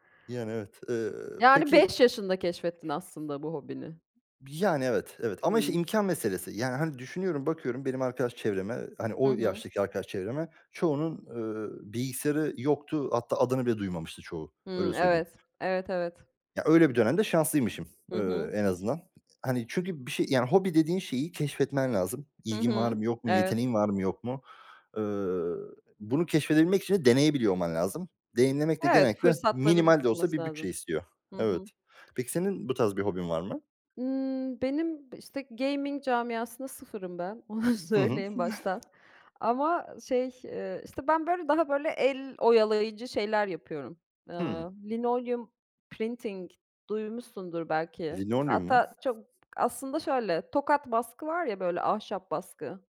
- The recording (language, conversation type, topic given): Turkish, unstructured, Hobi olarak yapmayı en çok sevdiğin şey nedir?
- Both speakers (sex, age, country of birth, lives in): female, 40-44, Turkey, Austria; male, 25-29, Turkey, Germany
- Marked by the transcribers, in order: other background noise; tapping; in English: "gaming"; laughing while speaking: "onu söyleyeyim"; in English: "linoleum printing"